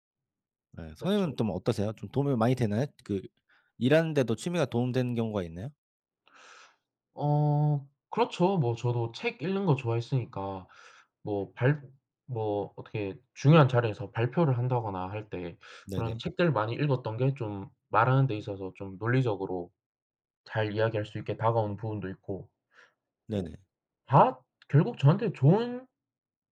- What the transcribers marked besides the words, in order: none
- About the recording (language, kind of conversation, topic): Korean, unstructured, 취미 활동에 드는 비용이 너무 많을 때 상대방을 어떻게 설득하면 좋을까요?